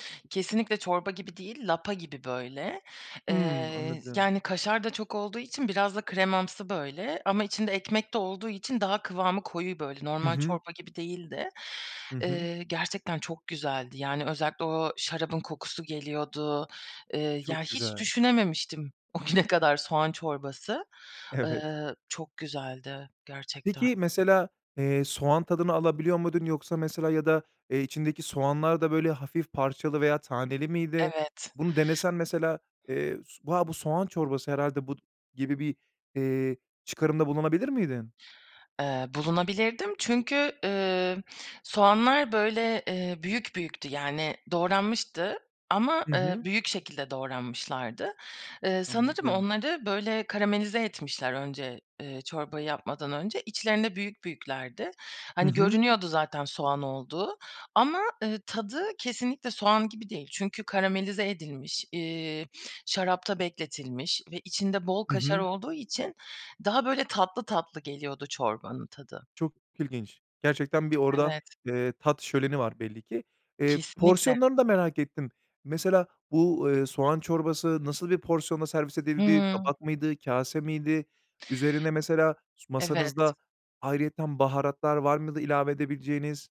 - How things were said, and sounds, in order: other background noise; laughing while speaking: "o güne"; laughing while speaking: "Evet"; tapping
- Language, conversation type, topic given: Turkish, podcast, Yerel yemekleri denerken seni en çok şaşırtan tat hangisiydi?